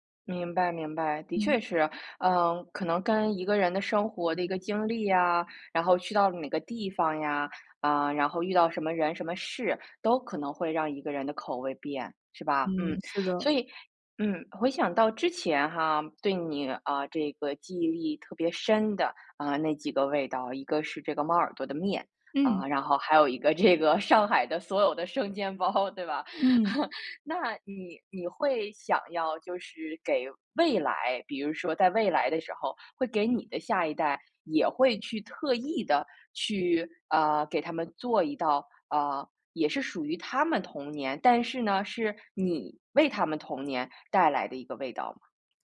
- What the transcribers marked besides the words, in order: laughing while speaking: "这个上海的所有的生煎包，对吧？"; chuckle
- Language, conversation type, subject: Chinese, podcast, 你能分享一道让你怀念的童年味道吗？